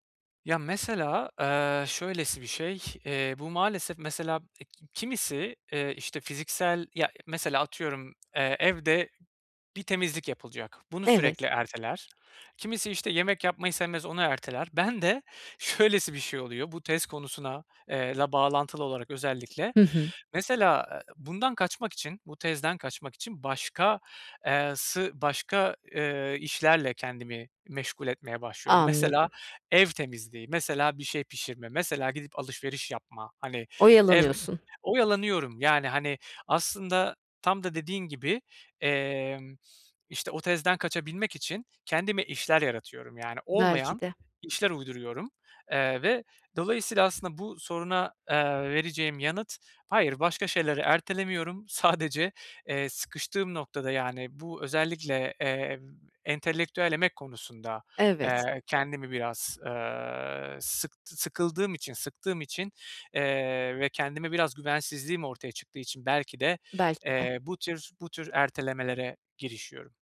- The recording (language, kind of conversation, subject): Turkish, advice, Erteleme alışkanlığımı nasıl kontrol altına alabilirim?
- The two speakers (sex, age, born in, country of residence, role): female, 40-44, Turkey, Spain, advisor; male, 35-39, Turkey, Hungary, user
- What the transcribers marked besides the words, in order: tapping; unintelligible speech; laughing while speaking: "Sadece"; other background noise